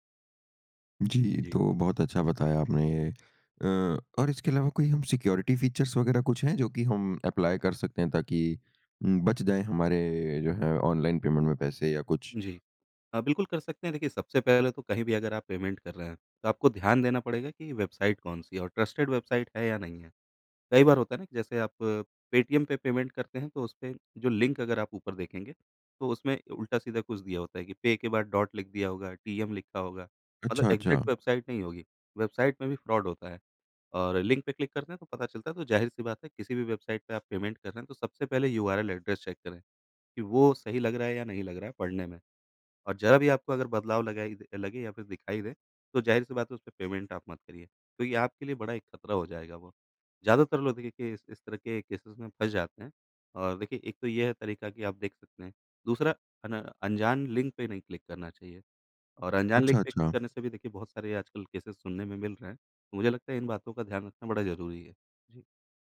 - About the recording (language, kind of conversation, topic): Hindi, podcast, ऑनलाइन भुगतान करते समय आप कौन-कौन सी सावधानियाँ बरतते हैं?
- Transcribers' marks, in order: tapping; in English: "सिक्योरिटी फीचर्स"; in English: "अप्लाई"; in English: "ट्रस्टेड"; in English: "एग्जैक्ट"; in English: "फ्रॉड"; in English: "एड्रेस"; in English: "केसेज़"; in English: "केसेज़"